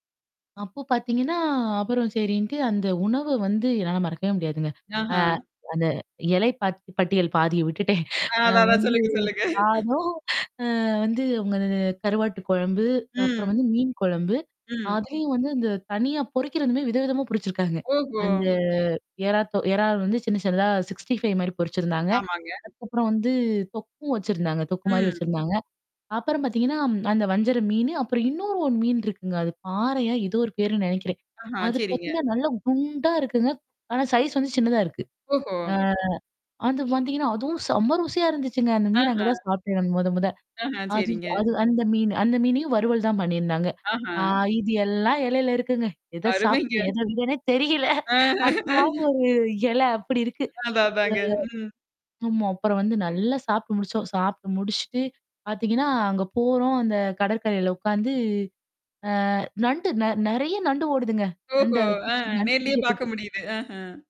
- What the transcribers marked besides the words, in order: laughing while speaking: "அ அந்த எலை பாத் பட்டியல் … வந்து மீன் கொழம்பு"; drawn out: "அ"; distorted speech; laughing while speaking: "ஆன், அதான் அதான் சொல்லுங்க, சொல்லுங்க"; drawn out: "அ"; other background noise; drawn out: "அந்த"; drawn out: "ஆ"; laughing while speaking: "பண்ணியிருந்தாங்க. ஆ இது எல்லாம் எலையில … எல அப்படி இருக்கு"; laughing while speaking: "ஆ"; unintelligible speech; drawn out: "அ"; unintelligible speech; laughing while speaking: "ஓஹோ! அ நேர்லயே பாக்க முடியுது. அஹன்"
- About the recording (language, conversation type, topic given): Tamil, podcast, ஒரு இடத்தின் உணவு, மக்கள், கலாச்சாரம் ஆகியவை உங்களை எப்படி ஈர்த்தன?